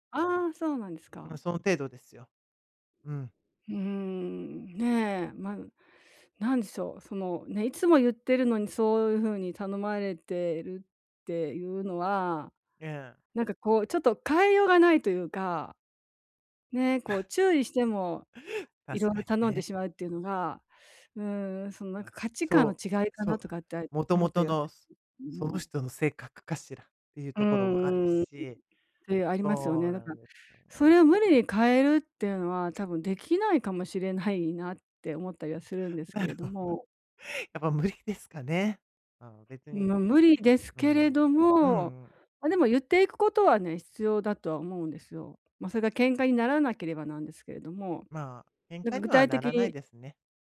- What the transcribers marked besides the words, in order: chuckle; unintelligible speech; other background noise; laughing while speaking: "なるほど、やっぱ無理ですかね"
- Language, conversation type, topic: Japanese, advice, 支出の優先順位をどう決めて、上手に節約すればよいですか？